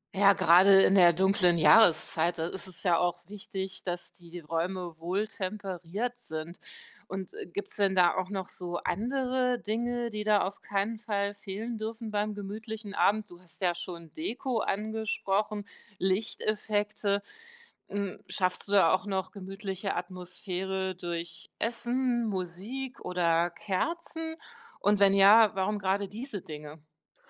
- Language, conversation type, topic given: German, podcast, Wie gestaltest du einen gemütlichen Abend zu Hause?
- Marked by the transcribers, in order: other background noise